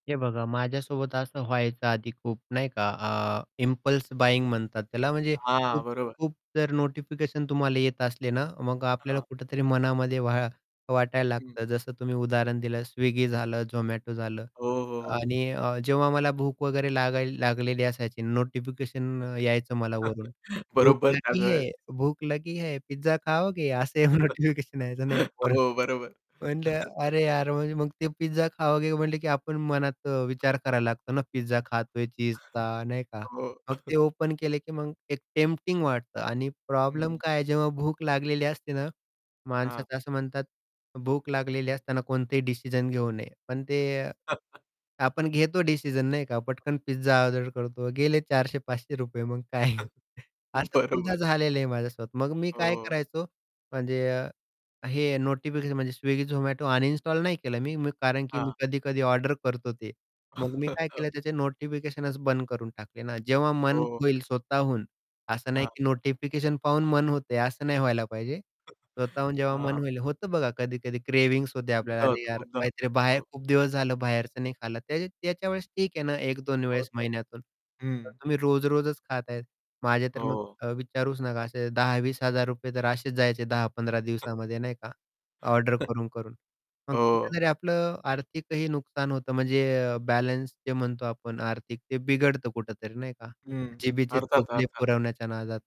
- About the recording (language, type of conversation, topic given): Marathi, podcast, स्मार्टफोनवरील सूचना तुम्ही कशा नियंत्रणात ठेवता?
- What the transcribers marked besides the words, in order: static; in English: "इम्पल्स बाईंग"; other background noise; in Hindi: "भूक लगी है? भूक लगी है? पिझ्झा खाओगे?"; chuckle; laughing while speaking: "असं नोटिफिकेशन"; laugh; tapping; in Hindi: "पिझ्झा खाओगे?"; chuckle; in English: "ओपन"; chuckle; chuckle; laughing while speaking: "मग काय"; laughing while speaking: "बरोबर"; chuckle; in English: "क्रेव्हिंग्स"